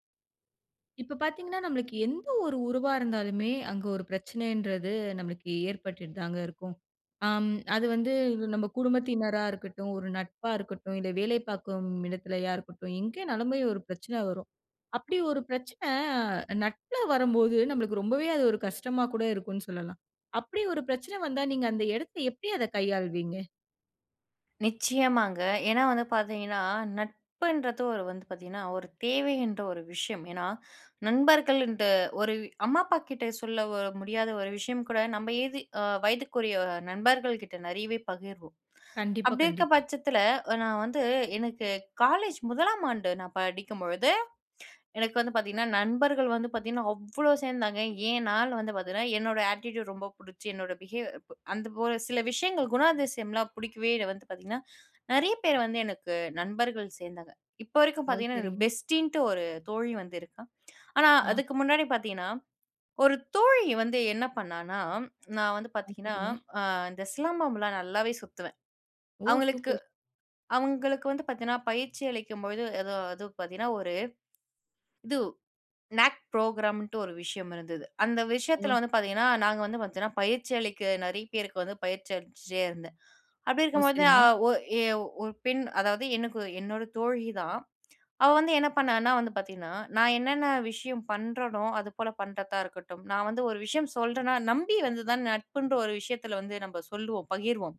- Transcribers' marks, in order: drawn out: "பிரச்சன"; in English: "அட்டிட்யூட்"; in English: "பிஹேவ்"; in English: "பெஸ்ட்டீன்ட்டு"; in English: "நாக் ப்ரோகிராம்ன்ட்டு"
- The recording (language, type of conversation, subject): Tamil, podcast, ஒரு நட்பில் ஏற்பட்ட பிரச்சனையை நீங்கள் எவ்வாறு கையாள்ந்தீர்கள்?